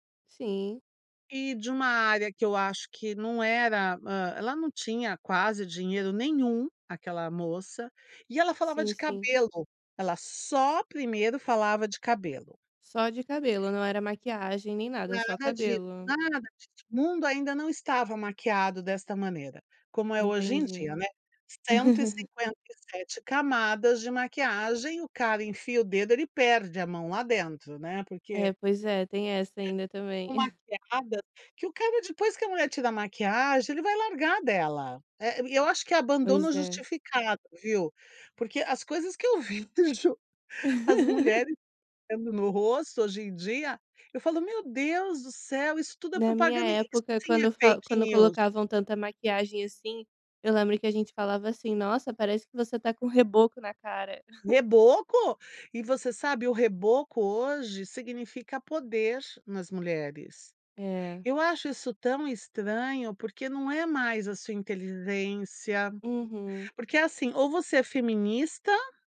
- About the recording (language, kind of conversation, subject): Portuguese, podcast, Como você explicaria o fenômeno dos influenciadores digitais?
- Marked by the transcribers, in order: laugh; unintelligible speech; chuckle; laughing while speaking: "do jo"; laugh; in English: "fake news"; chuckle